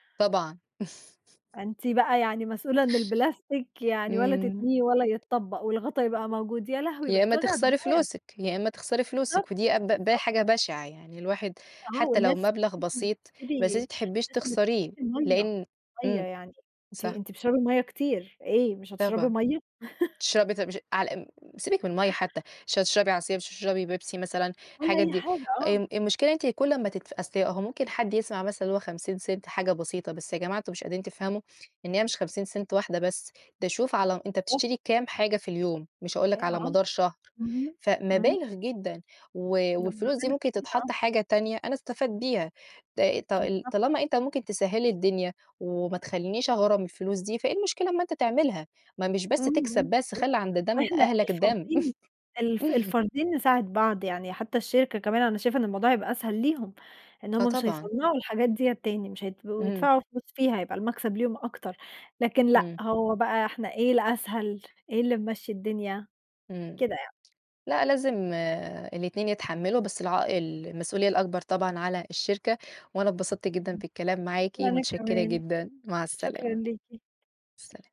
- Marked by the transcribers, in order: chuckle; tapping; other background noise; unintelligible speech; unintelligible speech; laugh; unintelligible speech; unintelligible speech; unintelligible speech; laugh; unintelligible speech
- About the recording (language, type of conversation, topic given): Arabic, unstructured, هل المفروض الشركات تتحمّل مسؤولية أكبر عن التلوث؟